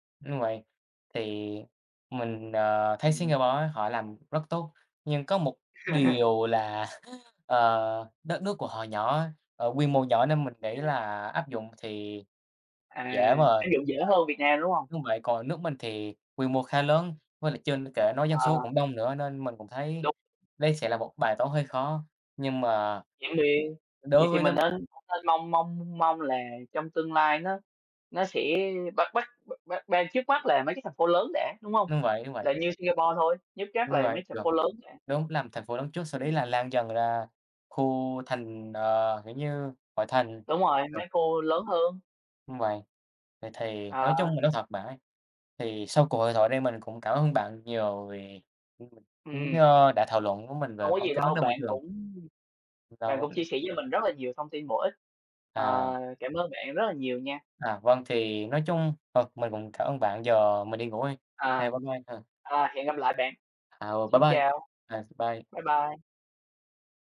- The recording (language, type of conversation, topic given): Vietnamese, unstructured, Chính phủ cần làm gì để bảo vệ môi trường hiệu quả hơn?
- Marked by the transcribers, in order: laugh; other background noise; tapping